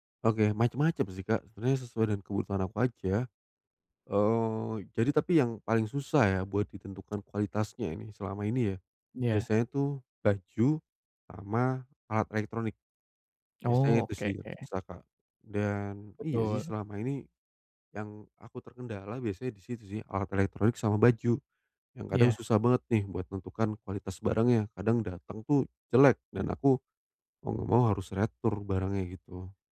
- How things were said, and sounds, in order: none
- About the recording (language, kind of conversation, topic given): Indonesian, advice, Bagaimana cara mengetahui kualitas barang saat berbelanja?